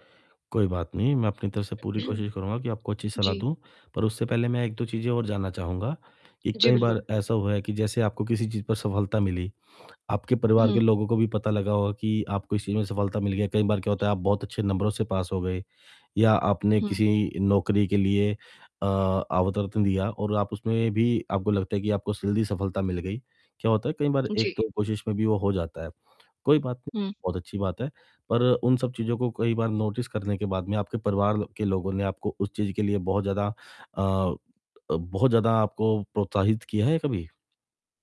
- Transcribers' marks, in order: throat clearing; distorted speech; in English: "नोटिस"
- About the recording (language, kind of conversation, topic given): Hindi, advice, मैं अपनी योग्यता और मिली तारीफों को शांत मन से कैसे स्वीकार करूँ?